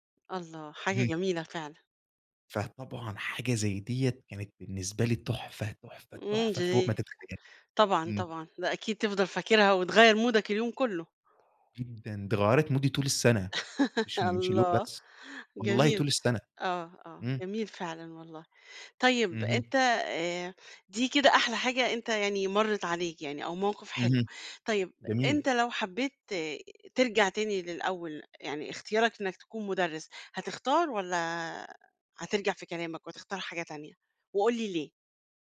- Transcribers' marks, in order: in English: "مودَك"; tapping; in English: "مودي"; laugh
- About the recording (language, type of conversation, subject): Arabic, podcast, إزاي بدأت مشوارك المهني؟